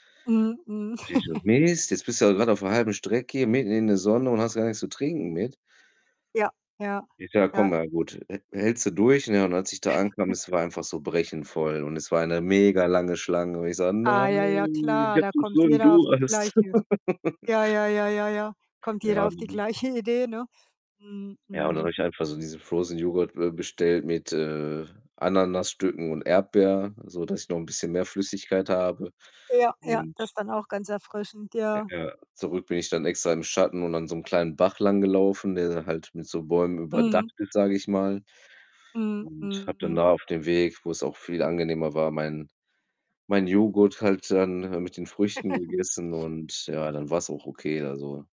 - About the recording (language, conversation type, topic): German, unstructured, Wie beeinflusst das Wetter deine Stimmung und deine Pläne?
- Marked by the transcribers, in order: distorted speech; giggle; chuckle; other background noise; drawn out: "Nein"; laugh; unintelligible speech; laughing while speaking: "gleiche"; chuckle